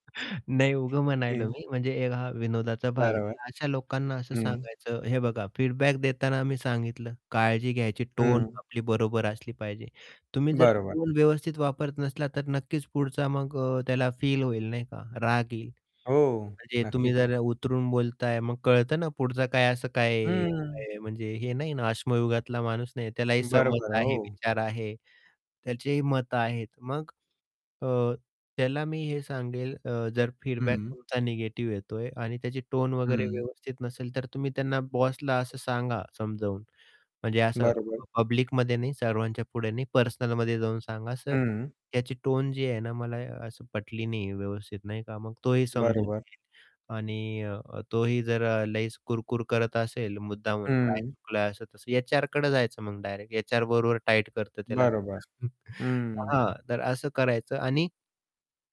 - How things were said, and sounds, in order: other background noise; distorted speech; tapping; in English: "फीडबॅक"; static; in English: "फीडबॅक"; chuckle
- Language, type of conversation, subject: Marathi, podcast, फीडबॅक देण्यासाठी आणि स्वीकारण्यासाठी कोणती पद्धत अधिक उपयुक्त ठरते?